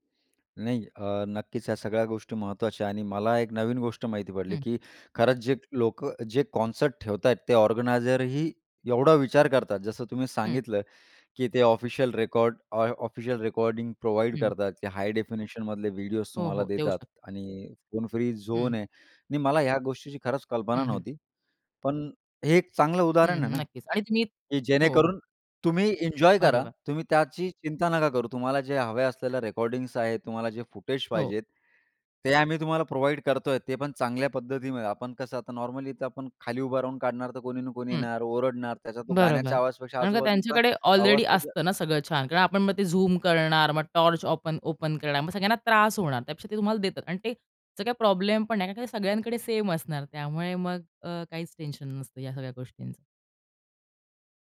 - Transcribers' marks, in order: in English: "कॉन्सर्ट"; in English: "ऑर्गनायझर"; in English: "ऑफिशियल रेकॉर्ड ऑ ऑफिशियल रेकॉर्डिंग प्रोव्हाईड"; in English: "हाय डेफिनेशनमधले"; in English: "झोन"; tapping; in English: "फुटेज"; in English: "प्रोव्हाईड"; "पद्धतीने" said as "पद्धतीमे"; in English: "नॉर्मली"; in English: "ओपन ओपन"
- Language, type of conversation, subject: Marathi, podcast, कन्सर्टमध्ये लोकांनी मोबाईलवरून केलेल्या रेकॉर्डिंगबद्दल तुम्हाला काय वाटते?